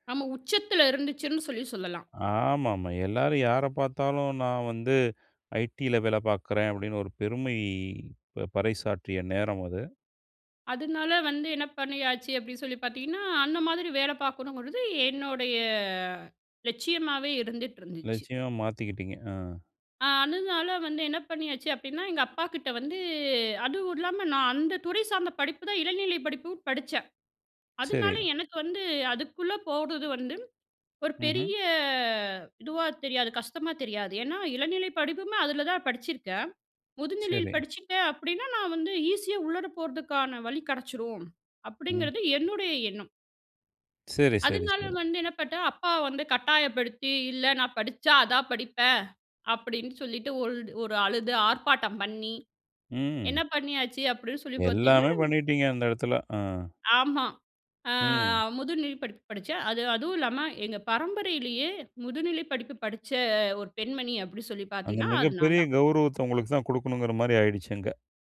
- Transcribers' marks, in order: drawn out: "என்னோடைய"; drawn out: "வந்து"; drawn out: "பெரிய"; "பண்ணிட்டேன்" said as "பட்டேன்"; drawn out: "ஆ"; "பார்த்தீங்கன்னா" said as "பார்த்தீன்னா"
- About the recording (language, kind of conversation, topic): Tamil, podcast, முதலாம் சம்பளம் வாங்கிய நாள் நினைவுகளைப் பற்றி சொல்ல முடியுமா?